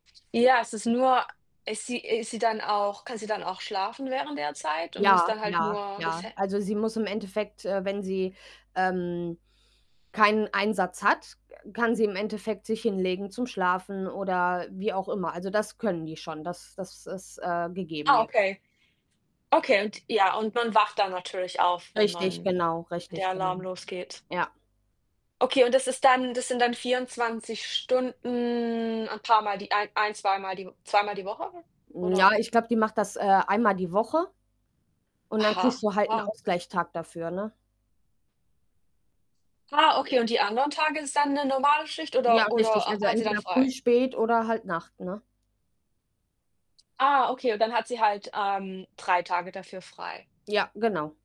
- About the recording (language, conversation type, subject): German, unstructured, Wie findest du den Job, den du gerade machst?
- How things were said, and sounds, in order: other background noise; distorted speech; drawn out: "Stunden"